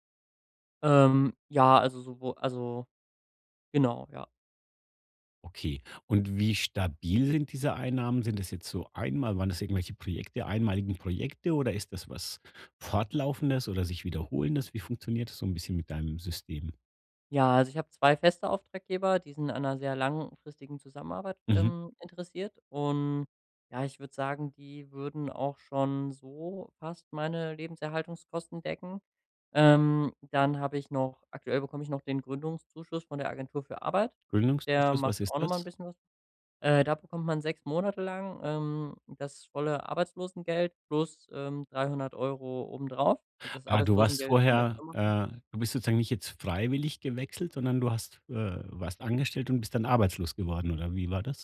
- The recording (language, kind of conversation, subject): German, advice, Wie kann ich in der frühen Gründungsphase meine Liquidität und Ausgabenplanung so steuern, dass ich das Risiko gering halte?
- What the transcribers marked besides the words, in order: none